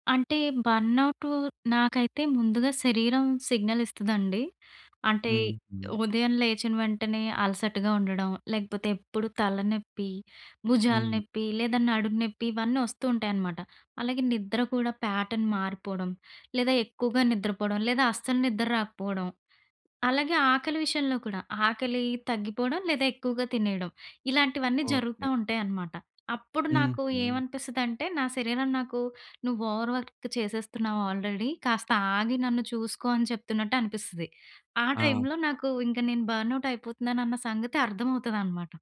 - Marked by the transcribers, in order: in English: "సిగ్నల్"; in English: "ప్యాటర్న్"; in English: "ఓవర్ వర్క్"; in English: "ఆల్రెడీ"; in English: "టైమ్‌లో"; in English: "బర్న్అవుట్"
- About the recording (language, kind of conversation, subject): Telugu, podcast, బర్నౌట్ వస్తుందేమో అనిపించినప్పుడు మీరు మొదటిగా ఏ లక్షణాలను గమనిస్తారు?